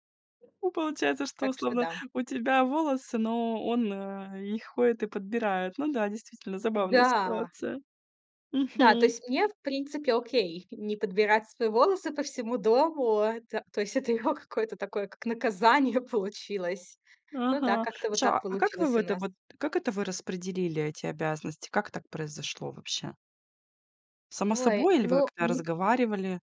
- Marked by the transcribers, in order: tapping; other background noise
- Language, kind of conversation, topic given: Russian, podcast, Как вы распределяете бытовые обязанности дома?